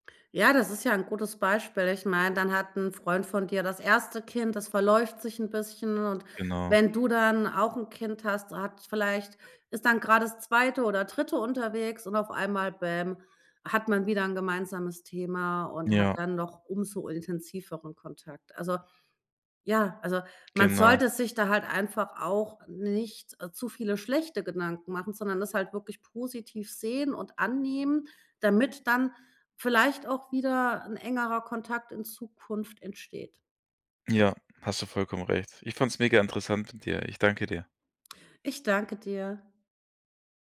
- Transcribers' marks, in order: other background noise; stressed: "schlechte"
- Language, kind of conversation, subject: German, podcast, Wie baust du langfristige Freundschaften auf, statt nur Bekanntschaften?